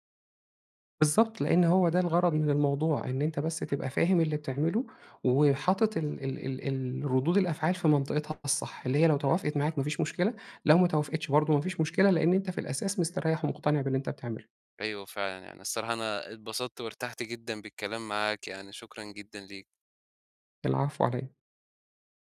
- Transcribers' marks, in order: background speech
- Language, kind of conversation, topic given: Arabic, advice, ازاي أتخلص من قلقي المستمر من شكلي وتأثيره على تفاعلاتي الاجتماعية؟